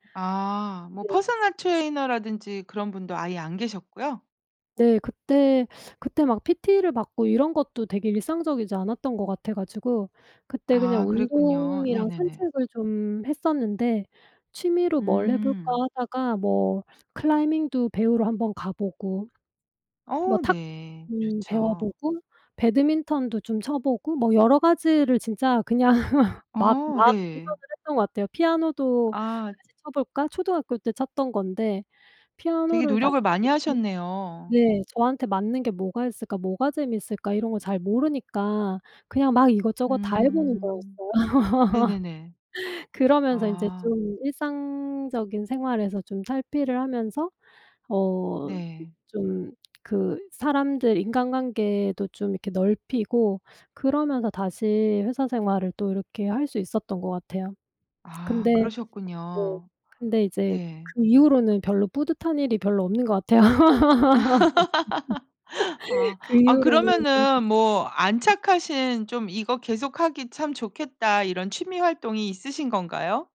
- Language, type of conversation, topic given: Korean, podcast, 그 일로 가장 뿌듯했던 순간은 언제였나요?
- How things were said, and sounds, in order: other background noise; laughing while speaking: "그냥"; unintelligible speech; laugh; laugh; laugh; unintelligible speech